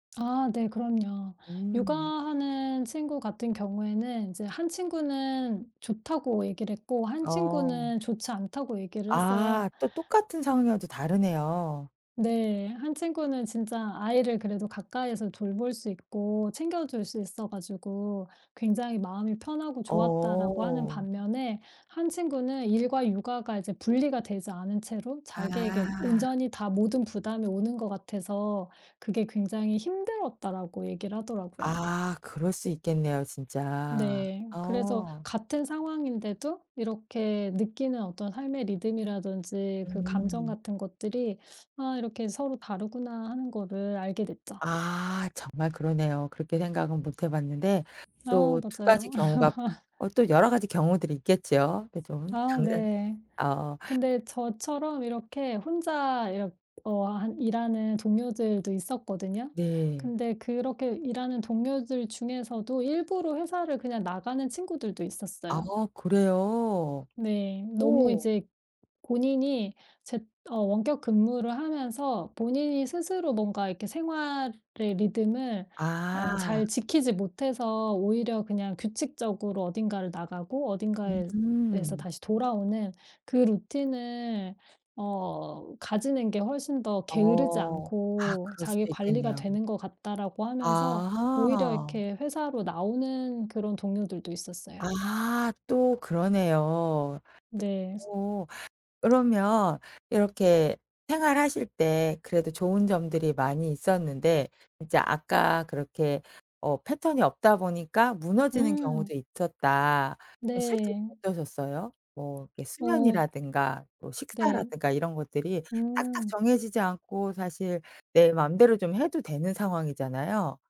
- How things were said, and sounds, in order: other background noise; tapping; laugh
- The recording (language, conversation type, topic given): Korean, podcast, 원격근무가 더 늘어나면 우리의 일상 리듬은 어떻게 달라질까요?